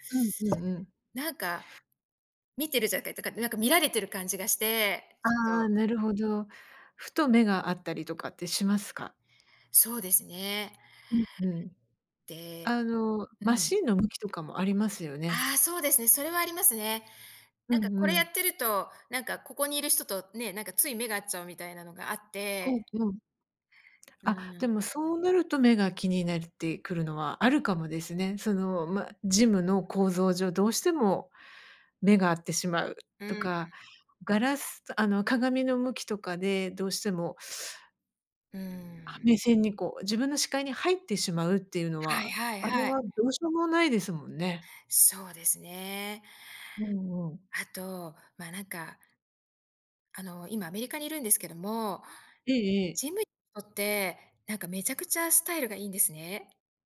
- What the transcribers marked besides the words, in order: tapping; other background noise
- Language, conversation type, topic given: Japanese, advice, ジムで人の視線が気になって落ち着いて運動できないとき、どうすればいいですか？